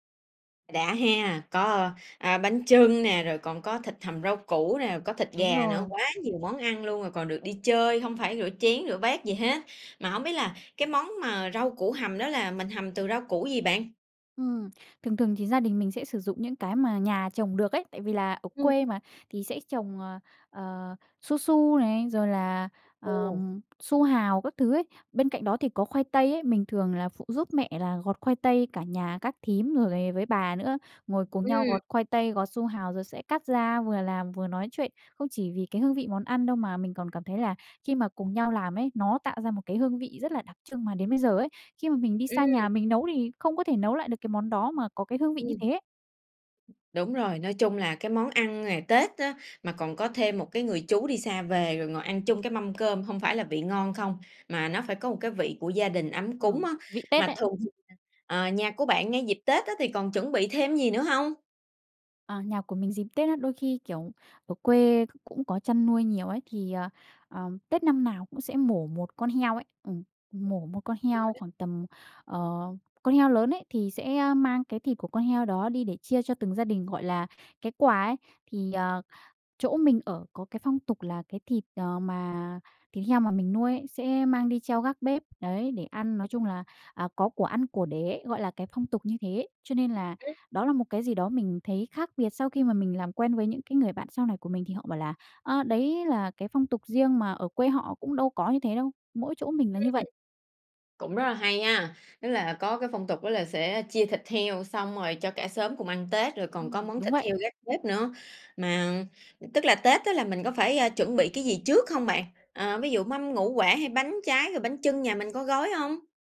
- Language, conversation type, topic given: Vietnamese, podcast, Bạn có thể kể về một kỷ niệm Tết gia đình đáng nhớ của bạn không?
- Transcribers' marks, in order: tapping; unintelligible speech; other background noise; other noise